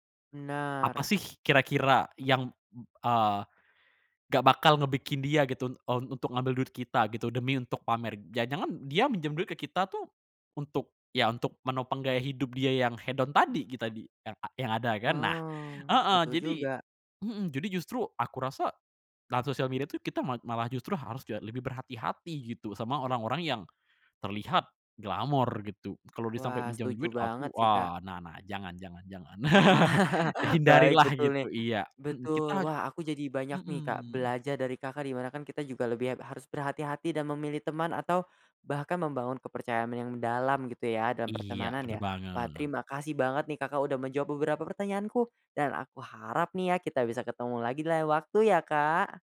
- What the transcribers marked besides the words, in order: chuckle; laugh; other background noise
- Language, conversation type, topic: Indonesian, podcast, Bagaimana cara kamu membangun kepercayaan dalam pertemanan?